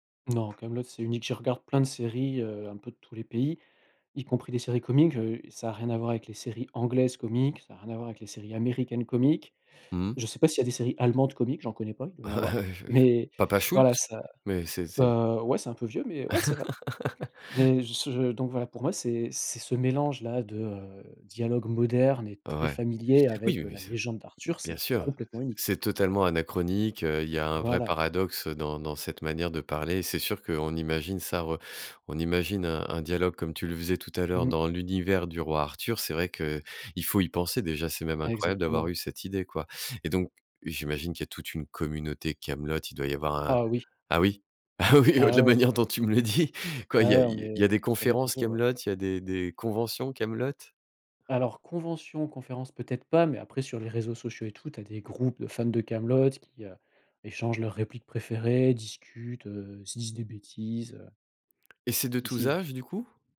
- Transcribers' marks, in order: tapping; stressed: "américaines"; laughing while speaking: "Ouais, j j"; laughing while speaking: "Mais"; laugh; laughing while speaking: "Ah oui, de la manière dont tu me le dis !"
- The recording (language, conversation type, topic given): French, podcast, Quelle série française aimerais-tu recommander et pourquoi ?